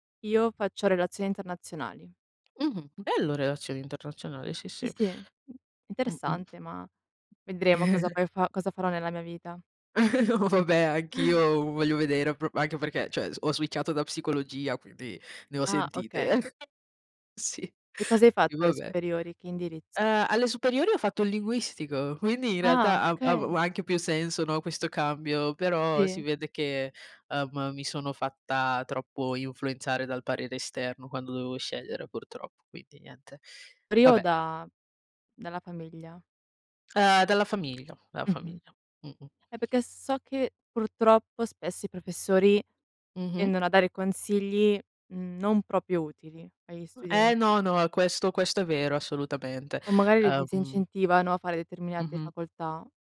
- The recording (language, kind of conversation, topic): Italian, unstructured, Qual è stato il tuo ricordo più bello a scuola?
- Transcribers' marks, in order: tapping; other background noise; giggle; giggle; laughing while speaking: "Oh beh"; chuckle; "cioè" said as "ceh"; in English: "switchato"; laughing while speaking: "Sì"; "perché" said as "pechè"; "proprio" said as "propio"